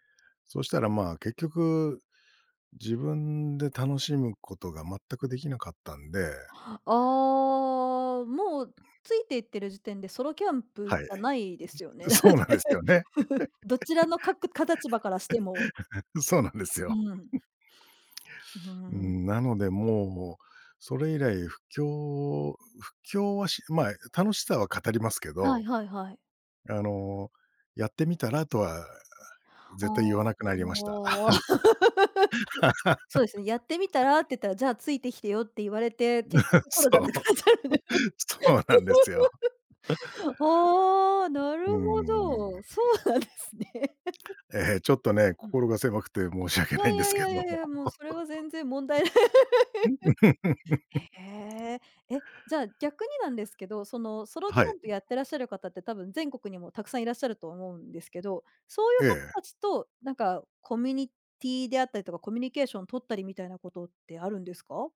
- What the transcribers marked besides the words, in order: laughing while speaking: "そうなんですよね。そうなんですよ"; laugh; chuckle; unintelligible speech; laugh; laugh; laugh; laughing while speaking: "そう。そうなんですよ"; laughing while speaking: "なくなったんです"; other background noise; laugh; tapping; laughing while speaking: "そうなんですね"; laugh; laughing while speaking: "申し訳ないんですけど"; laughing while speaking: "ない"; laugh; "コミュニティー" said as "コミニティ"; "コミュニケーション" said as "コミニケーション"
- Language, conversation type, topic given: Japanese, podcast, 趣味に関して一番ワクワクする瞬間はいつですか？